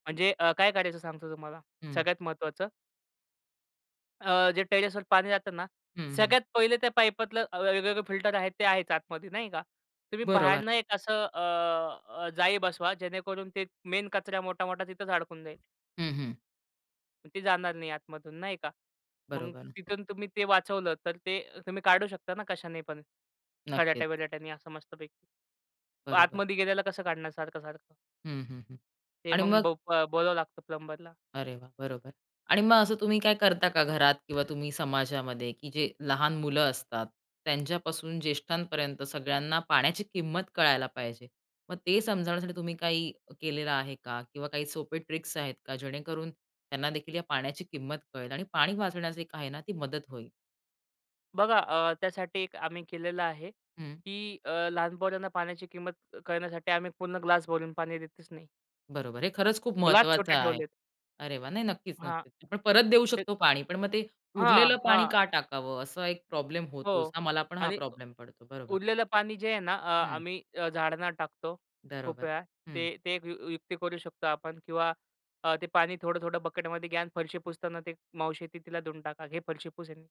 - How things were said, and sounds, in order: in English: "टेरेसवर"; tapping; other background noise; other noise; "बोलवाव" said as "बोलावं"; in English: "प्लंबर"; in English: "ट्रिक्स"
- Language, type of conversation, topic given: Marathi, podcast, पाणी वाचवण्यासाठी तुम्ही घरात कोणते उपाय करता?